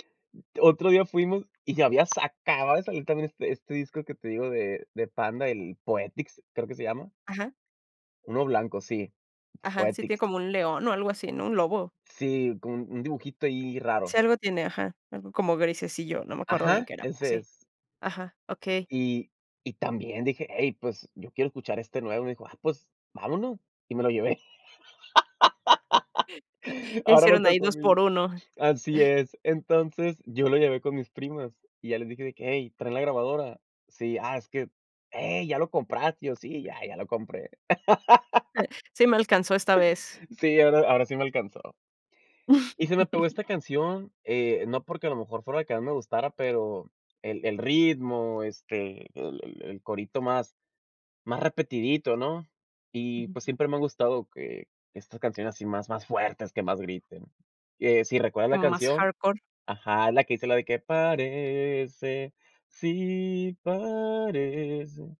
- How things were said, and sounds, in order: laugh; chuckle; chuckle; laugh; other noise; chuckle; in English: "hardcore"; singing: "parece, sí parece"
- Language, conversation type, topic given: Spanish, podcast, ¿Qué canción te devuelve a una época concreta de tu vida?